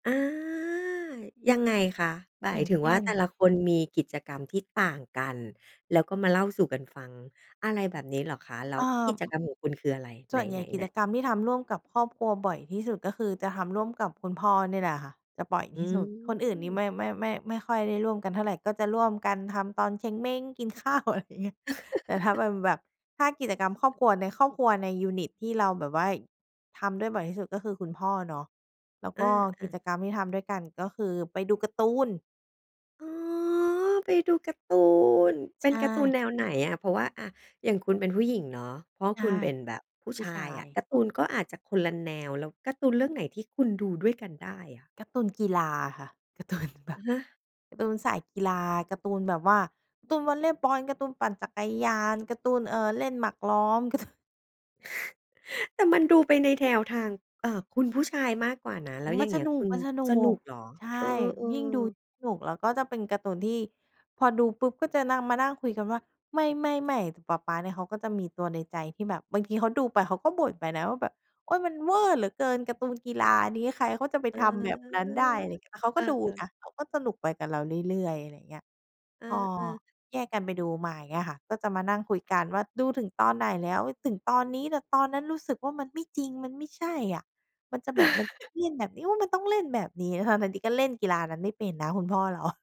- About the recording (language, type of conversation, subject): Thai, podcast, มีกิจกรรมอะไรที่ทำร่วมกับครอบครัวเพื่อช่วยลดความเครียดได้บ้าง?
- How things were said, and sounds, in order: other background noise; laughing while speaking: "ข้าว อะไรอย่างเงี้ย"; laugh; laughing while speaking: "การ์ตูนแบบ"; laughing while speaking: "การ์ตูน"; chuckle; "แนว" said as "แทว"; chuckle; laughing while speaking: "เรา"